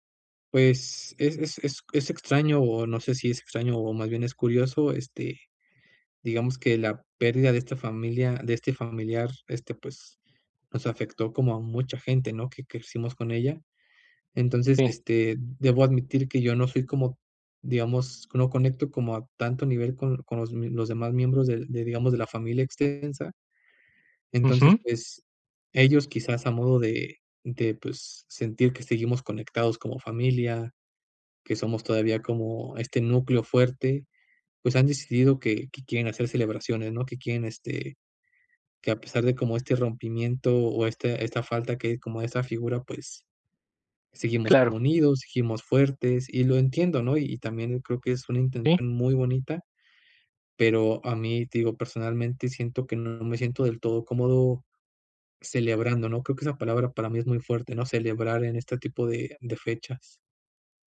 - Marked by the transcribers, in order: none
- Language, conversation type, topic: Spanish, advice, ¿Cómo ha influido una pérdida reciente en que replantees el sentido de todo?